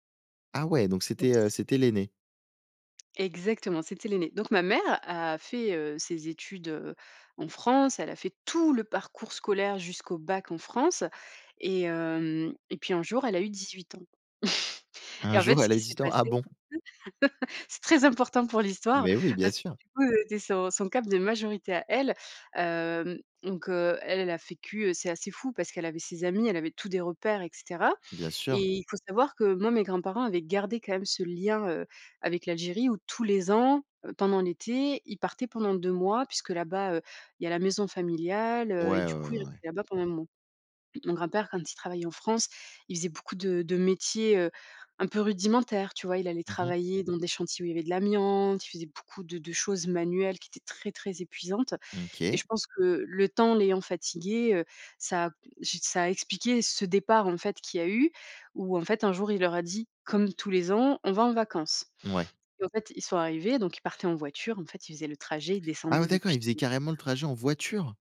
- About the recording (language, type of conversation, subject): French, podcast, Peux-tu raconter une histoire de migration dans ta famille ?
- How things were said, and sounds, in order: other noise; other background noise; stressed: "tout"; chuckle; unintelligible speech; laugh; "vécu" said as "fécu"; stressed: "gardé"; stressed: "tous"; throat clearing; tapping; stressed: "voiture"